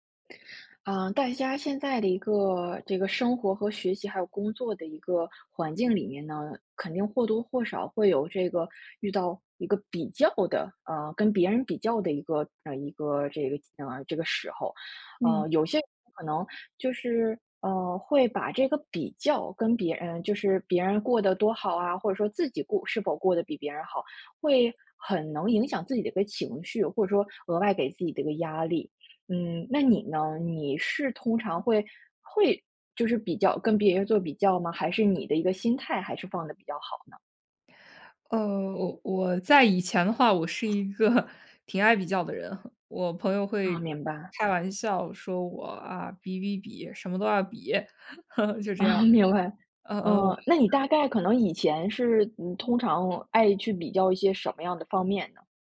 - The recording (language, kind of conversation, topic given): Chinese, podcast, 你是如何停止与他人比较的？
- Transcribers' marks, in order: other noise; other background noise; laughing while speaking: "一个"; laugh; laughing while speaking: "嗯，明白"; unintelligible speech